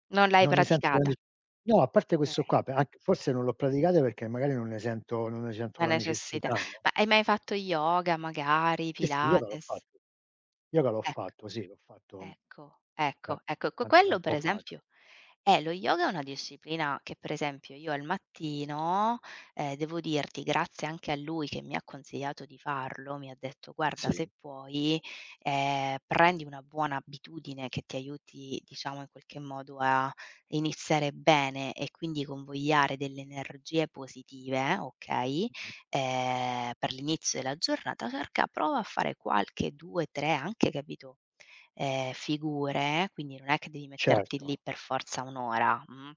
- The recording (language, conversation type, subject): Italian, unstructured, Quali abitudini ti aiutano a crescere come persona?
- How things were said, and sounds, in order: other background noise; "della" said as "ela"